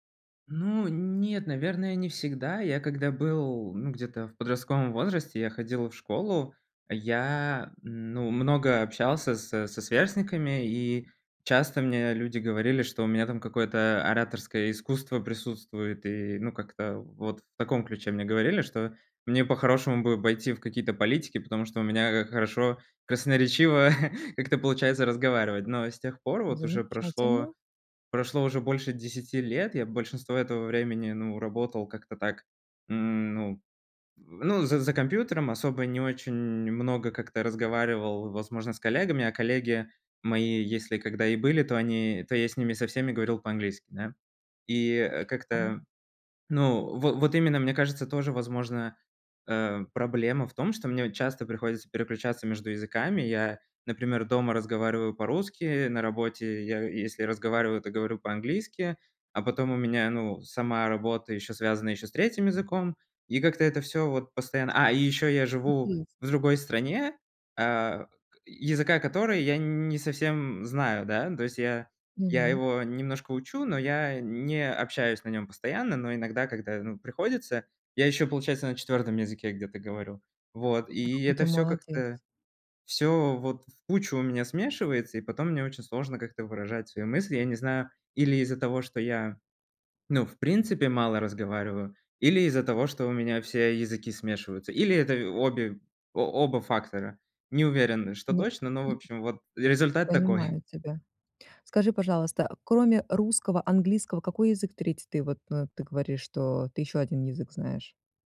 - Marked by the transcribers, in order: chuckle; tapping; chuckle
- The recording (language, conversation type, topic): Russian, advice, Как кратко и ясно донести свою главную мысль до аудитории?
- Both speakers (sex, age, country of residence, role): female, 40-44, United States, advisor; male, 30-34, Poland, user